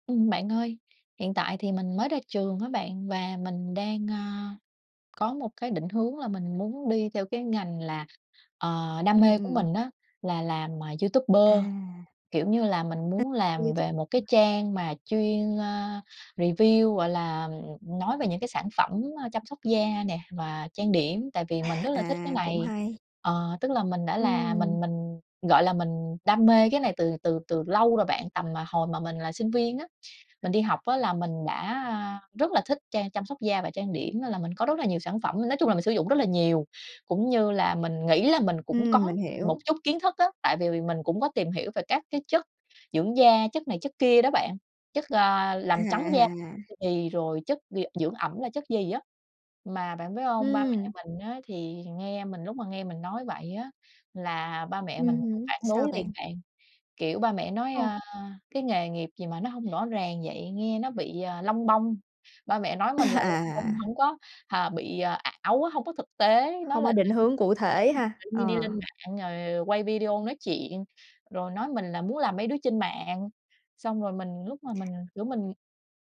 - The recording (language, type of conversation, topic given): Vietnamese, advice, Làm sao để theo đuổi đam mê mà không khiến bố mẹ thất vọng?
- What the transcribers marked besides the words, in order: tapping; other background noise; in English: "review"; chuckle